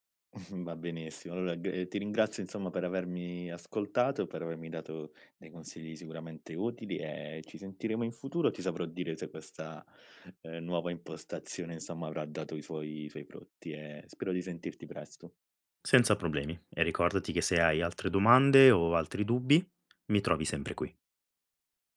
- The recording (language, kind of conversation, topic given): Italian, advice, In che modo le distrazioni digitali stanno ostacolando il tuo lavoro o il tuo studio?
- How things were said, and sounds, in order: chuckle